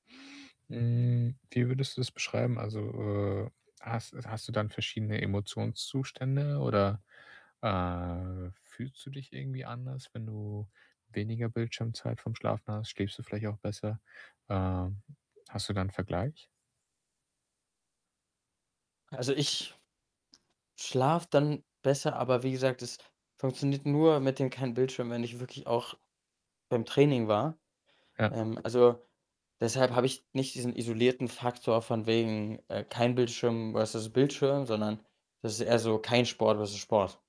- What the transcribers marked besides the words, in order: static; other background noise; tapping; in English: "versus"; in English: "versus"
- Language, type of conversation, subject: German, podcast, Wie schaffst du es, abends digital abzuschalten?